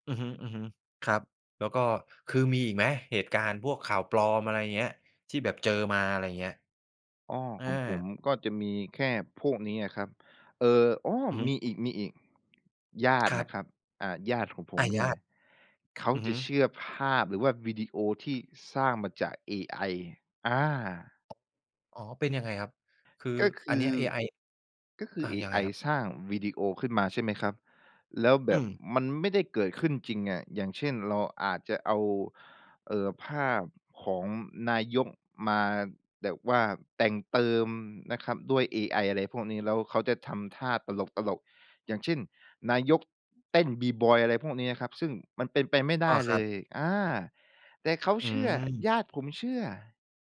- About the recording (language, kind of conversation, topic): Thai, podcast, คุณมีวิธีตรวจสอบความน่าเชื่อถือของข่าวออนไลน์อย่างไร?
- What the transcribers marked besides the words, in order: other background noise; tapping